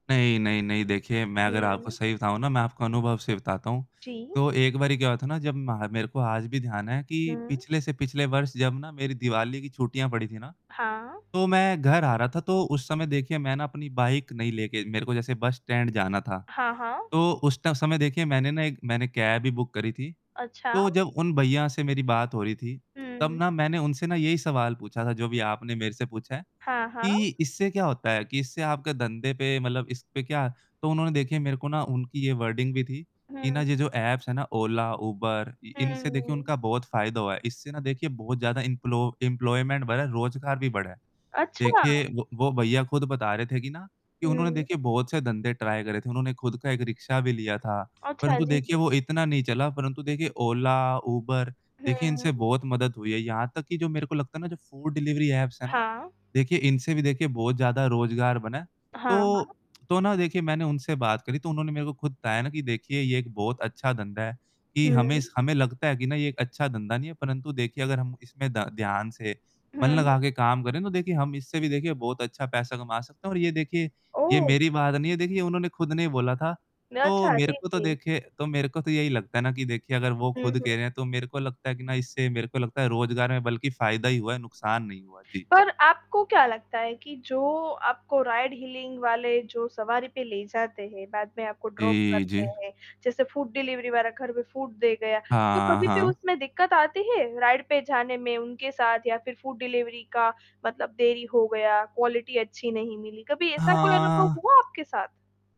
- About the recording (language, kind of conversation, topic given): Hindi, podcast, राइड बुकिंग और खाना पहुँचाने वाले ऐप्स ने हमारी रोज़मर्रा की ज़िंदगी को कैसे बदला है?
- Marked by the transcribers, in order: static; distorted speech; in English: "वर्डिंग"; in English: "इन्पलो इंप्लॉयमेंट"; in English: "ट्राई"; in English: "फूड डिलीवरी"; in English: "राइड हीलिंग"; in English: "ड्रॉप"; in English: "फ़ूड डिलीवरी"; in English: "फ़ूड"; in English: "राइड"; in English: "फ़ूड डिलीवरी"; in English: "क्वालिटी"